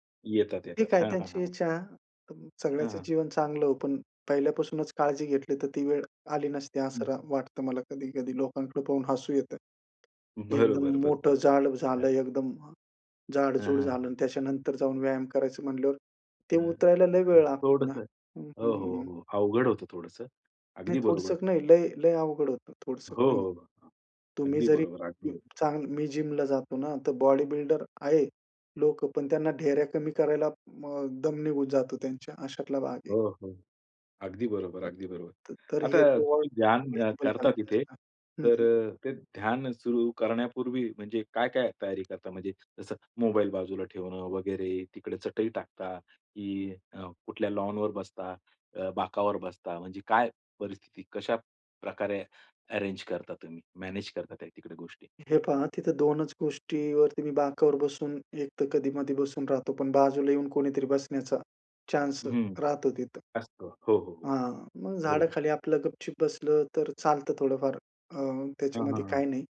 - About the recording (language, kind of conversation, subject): Marathi, podcast, शहरी उद्यानात निसर्गध्यान कसे करावे?
- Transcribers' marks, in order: laughing while speaking: "बरोबर, बरोबर"; tapping; other background noise; in English: "जिमला"; unintelligible speech; "गप-चुप" said as "गपचिप"